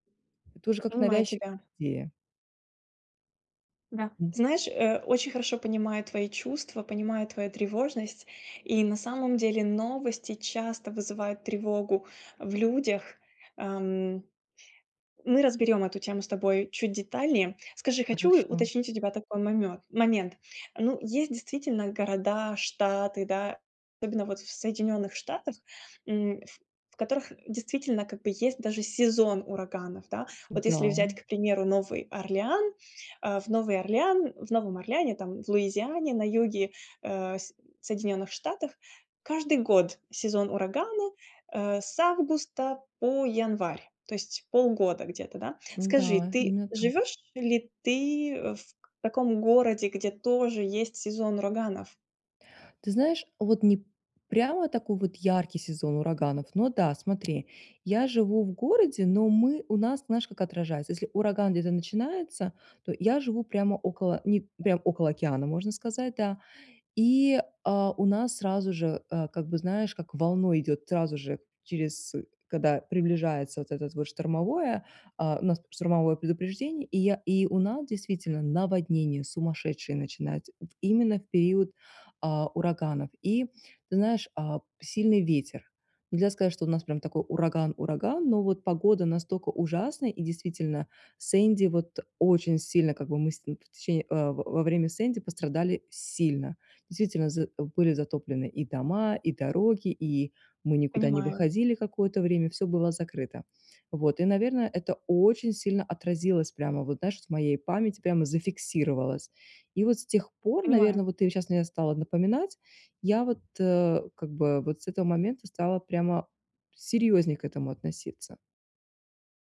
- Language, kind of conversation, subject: Russian, advice, Как справиться с тревогой из-за мировых новостей?
- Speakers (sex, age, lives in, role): female, 35-39, France, advisor; female, 40-44, United States, user
- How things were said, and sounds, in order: none